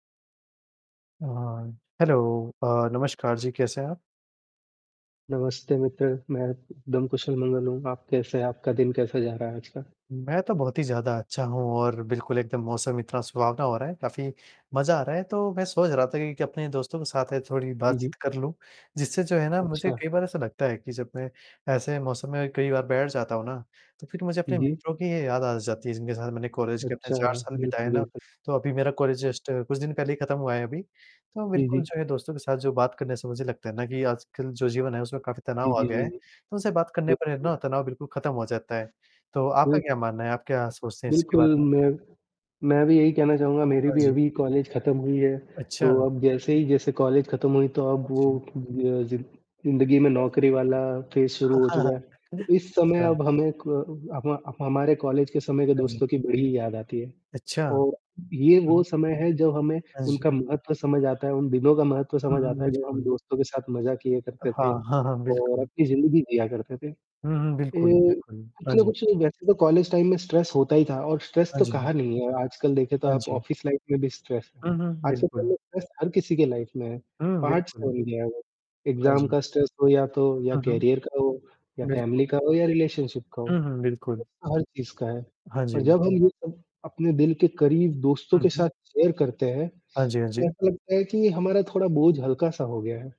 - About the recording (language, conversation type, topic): Hindi, unstructured, क्या आपको लगता है कि दोस्तों से बात करने से तनाव कम होता है?
- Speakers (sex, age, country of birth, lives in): female, 20-24, India, India; male, 20-24, India, India
- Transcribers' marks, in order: static; in English: "हेलो"; tapping; in English: "जस्ट"; other noise; distorted speech; other background noise; in English: "फ़ेज"; chuckle; laughing while speaking: "हाँ, हाँ"; in English: "टाइम"; in English: "स्ट्रेस"; in English: "स्ट्रेस"; in English: "ऑफिस लाइफ"; in English: "स्ट्रेस"; in English: "स्ट्रेस"; in English: "लाइफ़"; in English: "पार्ट्स"; in English: "एग्ज़ाम"; in English: "स्ट्रेस"; in English: "करियर"; in English: "फ़ैमिली"; in English: "रिलेशनशिप"; in English: "स्ट्रेस"; in English: "शेयर"